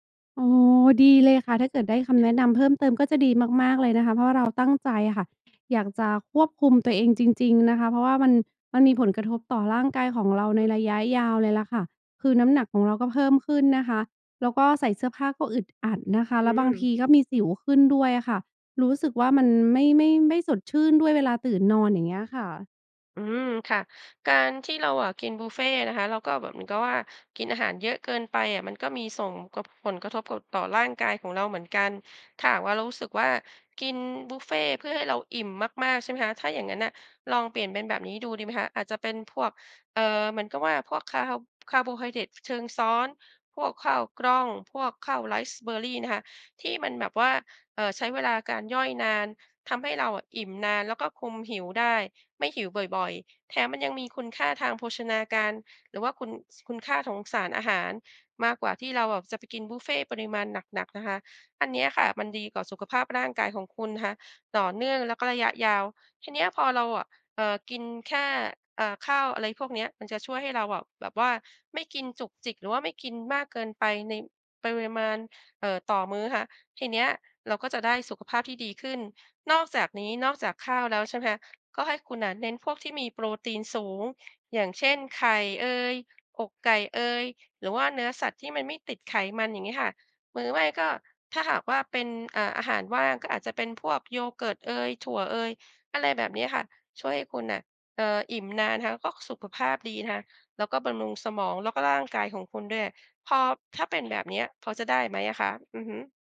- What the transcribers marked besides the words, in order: tapping; other background noise; "ของ" said as "ถอง"; "ปริมาณ" said as "ปเรมาน"; "หรือ" said as "หมือ"
- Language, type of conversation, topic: Thai, advice, ฉันควรทำอย่างไรเมื่อเครียดแล้วกินมากจนควบคุมตัวเองไม่ได้?